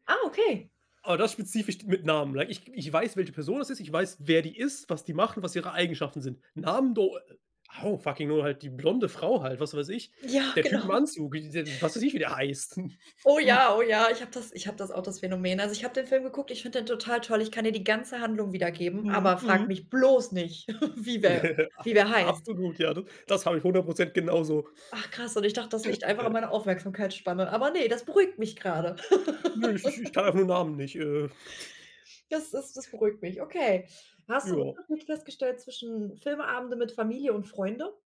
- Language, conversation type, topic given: German, unstructured, Was macht für dich einen unvergesslichen Filmabend aus?
- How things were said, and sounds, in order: in English: "like"; in English: "fucking no"; laughing while speaking: "Ja, genau"; other background noise; chuckle; tapping; chuckle; stressed: "bloß"; chuckle; unintelligible speech; laugh; chuckle